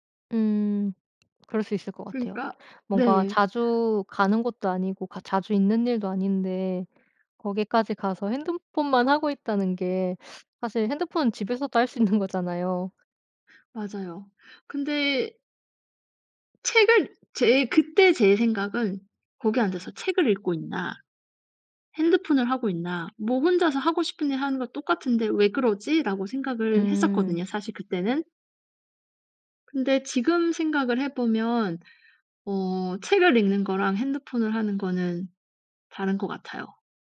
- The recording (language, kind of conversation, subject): Korean, podcast, 휴대폰 없이도 잘 집중할 수 있나요?
- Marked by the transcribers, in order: other background noise